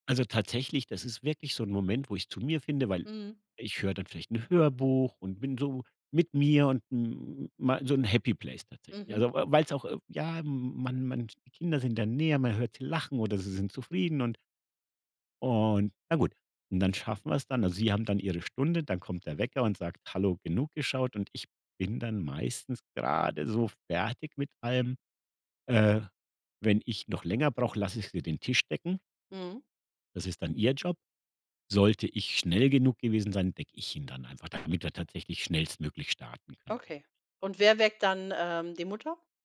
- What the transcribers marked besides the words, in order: other background noise
- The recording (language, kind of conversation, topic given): German, podcast, Wie beginnt bei euch typischerweise ein Sonntagmorgen?